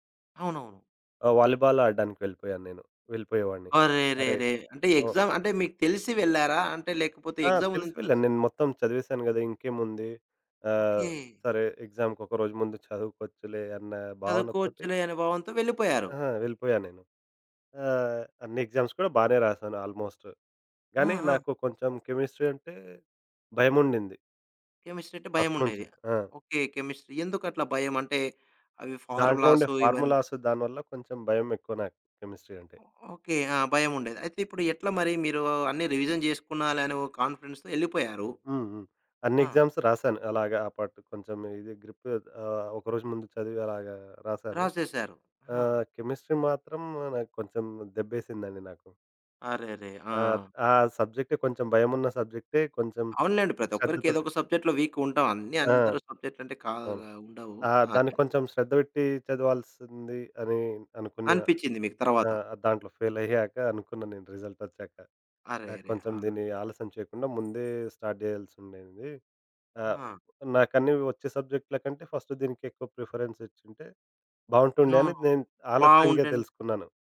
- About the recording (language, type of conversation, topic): Telugu, podcast, ఆలస్యం చేస్తున్నవారికి మీరు ఏ సలహా ఇస్తారు?
- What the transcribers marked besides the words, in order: in English: "వాలీబాల్"; in English: "ఎగ్జామ్"; in English: "ఎగ్జామ్"; in English: "ఎగ్జామ్‌కి"; other background noise; in English: "ఎగ్జామ్స్"; in English: "ఆల్మోస్ట్"; in English: "కెమిస్ట్రీ"; in English: "కెమిస్ట్రీ"; in English: "ఫస్ట్"; in English: "కెమిస్ట్రీ"; in English: "కెమిస్ట్రీ"; in English: "రివిజన్"; in English: "కాన్ఫిడెన్స్‌తో"; in English: "ఎగ్జామ్స్"; in English: "గ్రిప్"; in English: "కెమిస్ట్రీ"; in English: "సబ్జెక్ట్‌లో వీక్‌గా"; in English: "సబ్జెక్ట్‌లంటే"; in English: "స్టార్ట్"; in English: "ఫస్ట్"; in English: "ప్రిఫరెన్స్"